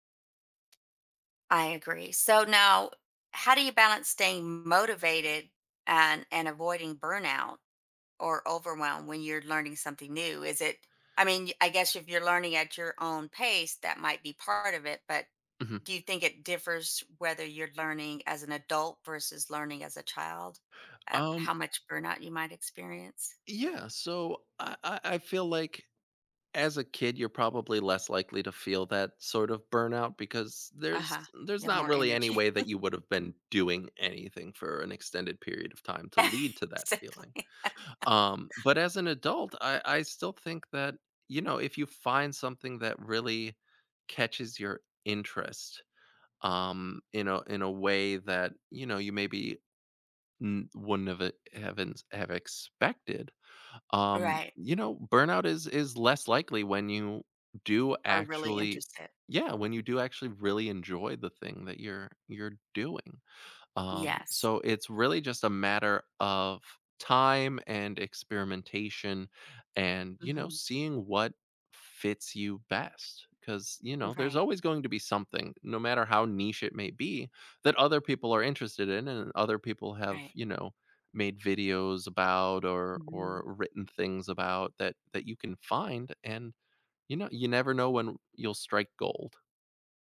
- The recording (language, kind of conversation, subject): English, podcast, What helps you keep your passion for learning alive over time?
- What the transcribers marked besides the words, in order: other background noise; laughing while speaking: "energy"; laugh; laughing while speaking: "Exactly"; tapping